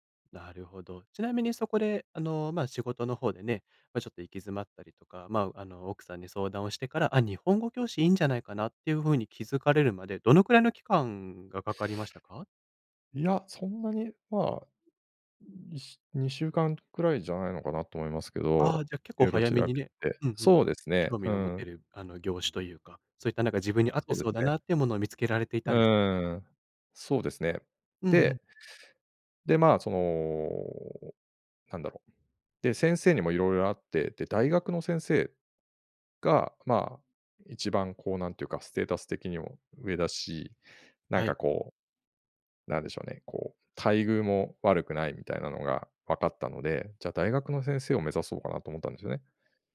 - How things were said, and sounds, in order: none
- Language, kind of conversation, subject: Japanese, podcast, キャリアの中で、転機となったアドバイスは何でしたか？